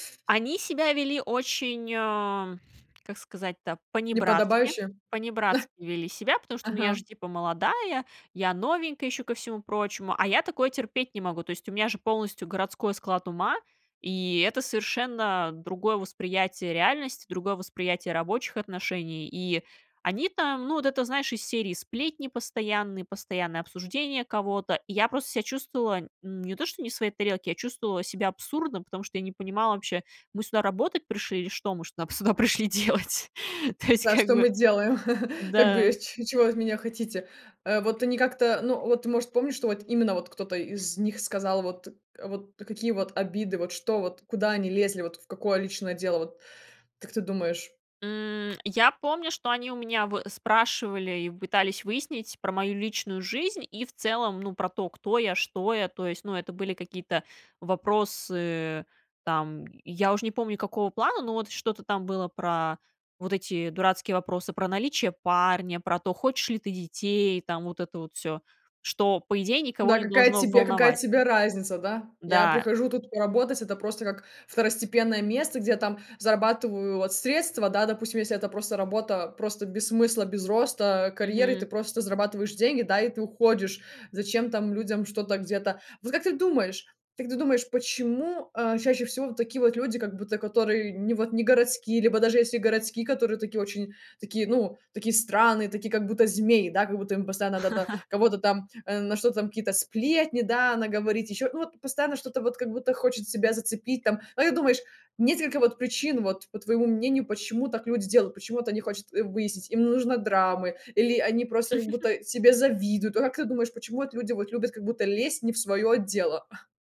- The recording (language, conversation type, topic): Russian, podcast, Как вы выстраиваете личные границы в отношениях?
- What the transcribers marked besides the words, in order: chuckle; laughing while speaking: "что мы шнап сюда пришли делать?"; chuckle; other background noise; chuckle; chuckle; chuckle; chuckle